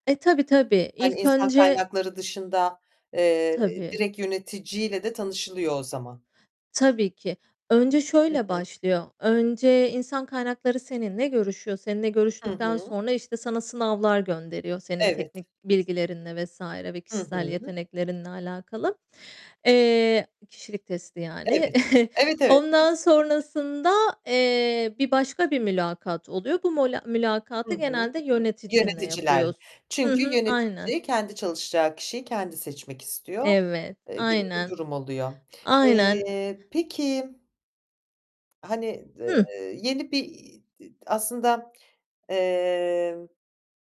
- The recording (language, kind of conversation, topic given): Turkish, podcast, İş değiştirirken en çok neye bakarsın?
- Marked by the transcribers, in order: distorted speech; tapping; giggle; other background noise; other noise